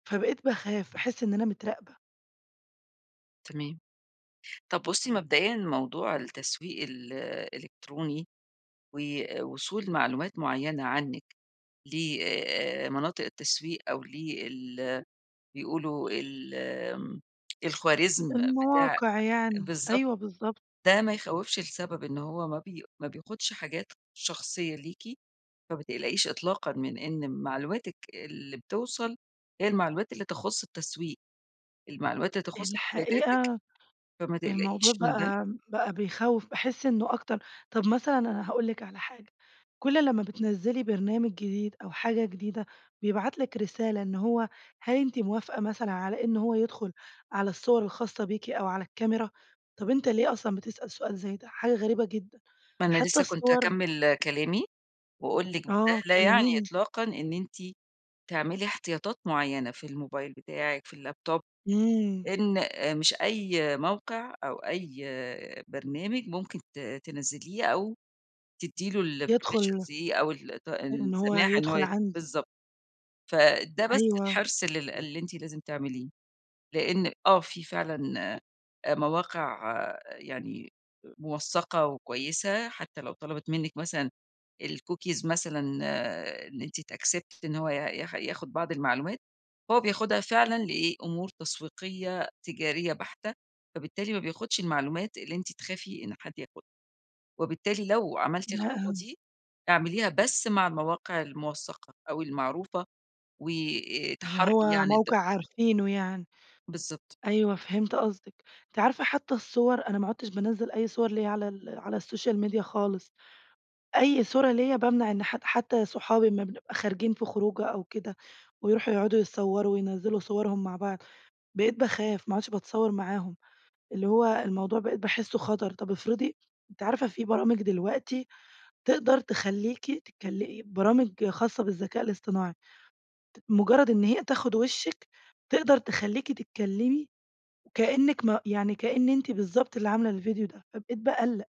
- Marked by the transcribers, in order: horn; tapping; in English: "اللاب توب"; in English: "الpermissions"; in English: "الcookies"; in English: "تaccept"; in English: "السوشيال ميديا"
- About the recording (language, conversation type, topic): Arabic, advice, إزاي بتوازن بين إنك تحافظ على صورتك على السوشيال ميديا وبين إنك تبقى على طبيعتك؟